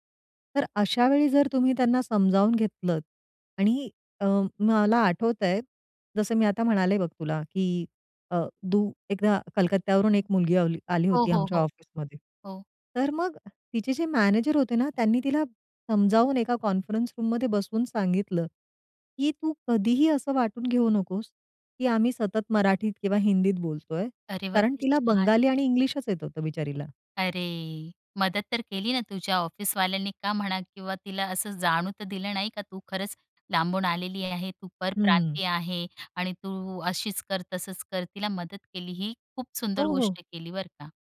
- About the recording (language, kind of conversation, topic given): Marathi, podcast, नवीन लोकांना सामावून घेण्यासाठी काय करायचे?
- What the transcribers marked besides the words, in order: in English: "रूममध्ये"; tapping